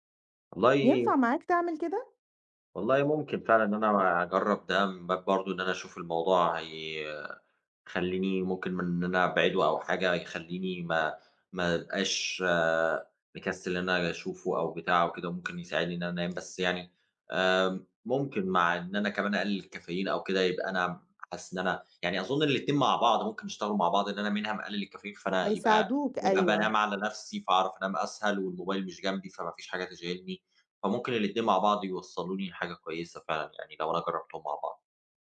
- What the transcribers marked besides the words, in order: tapping
- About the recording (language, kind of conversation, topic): Arabic, advice, إزاي أقدر ألتزم بمواعيد نوم ثابتة؟